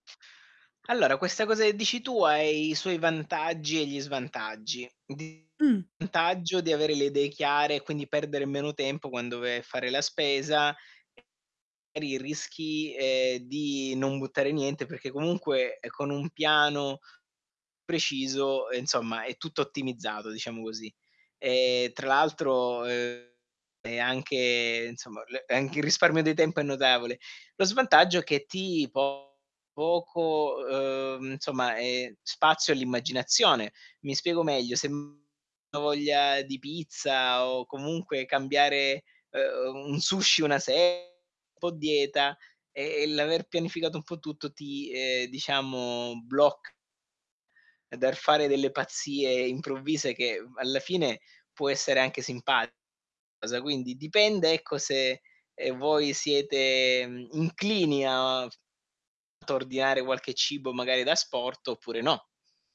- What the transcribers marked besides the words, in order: distorted speech; "vantaggio" said as "antaggio"; unintelligible speech; "magari" said as "ari"; "insomma" said as "inzomma"; "insomma" said as "inzomma"; "notevole" said as "nodavole"; "insomma" said as "inzomma"; "dal" said as "dar"; tapping
- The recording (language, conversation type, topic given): Italian, advice, Come posso fare la spesa in modo intelligente con un budget molto limitato?